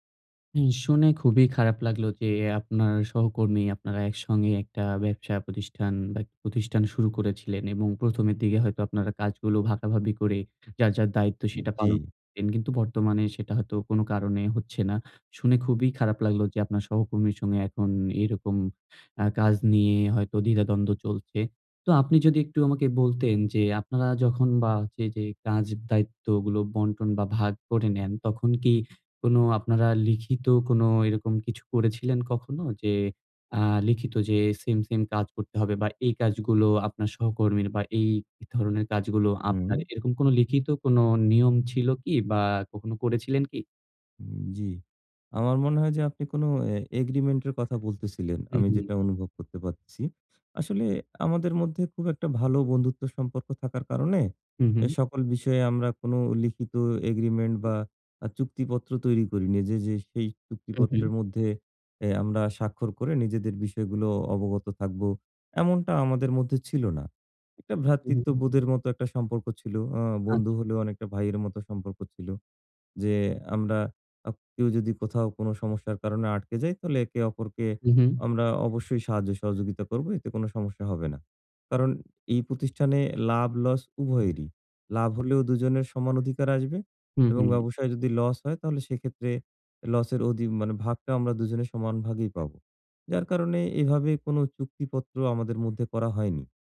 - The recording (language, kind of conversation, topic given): Bengali, advice, সহকর্মীর সঙ্গে কাজের সীমা ও দায়িত্ব কীভাবে নির্ধারণ করা উচিত?
- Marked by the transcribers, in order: "ভাগাভাগি" said as "ভাকাভাবি"; "আপনার" said as "আমনার"; in English: "এগ্রিমেন্ট"; in English: "এগ্রিমেন্ট"